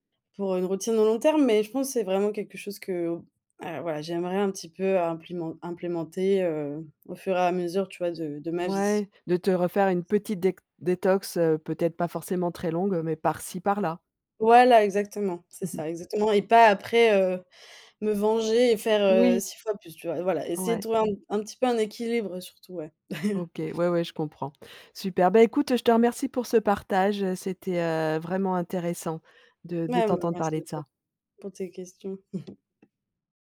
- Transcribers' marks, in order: chuckle; chuckle
- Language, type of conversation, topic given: French, podcast, Peux-tu nous raconter une détox numérique qui a vraiment fonctionné pour toi ?